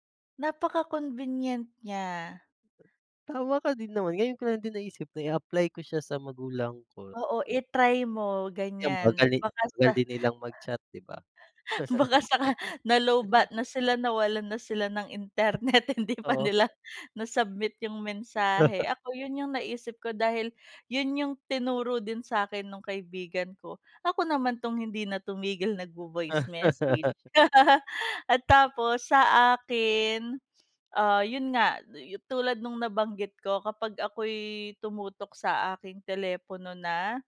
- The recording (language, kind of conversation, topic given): Filipino, unstructured, Ano-ano ang mga hamon at solusyon sa paggamit ng teknolohiya sa bahay?
- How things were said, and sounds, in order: chuckle; laughing while speaking: "saka"; laugh; laughing while speaking: "internet hindi pa nila"; chuckle; laugh; laugh